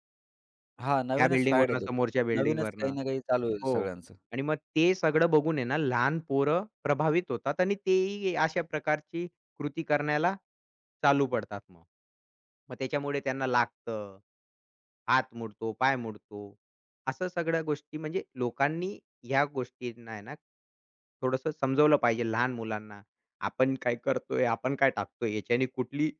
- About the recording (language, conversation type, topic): Marathi, podcast, व्हायरल चॅलेंज लोकांना इतके भुरळ का घालतात?
- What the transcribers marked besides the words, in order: none